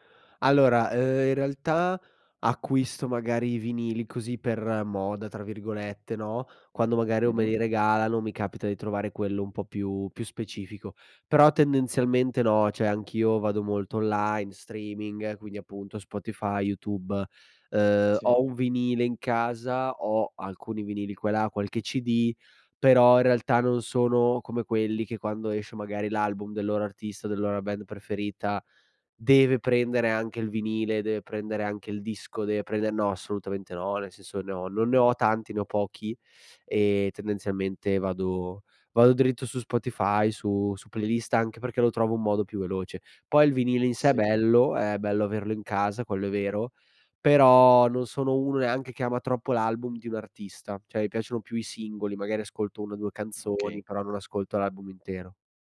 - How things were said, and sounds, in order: "cioè" said as "ceh"; other background noise; "cioè" said as "ceh"
- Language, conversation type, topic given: Italian, podcast, Come scopri di solito nuova musica?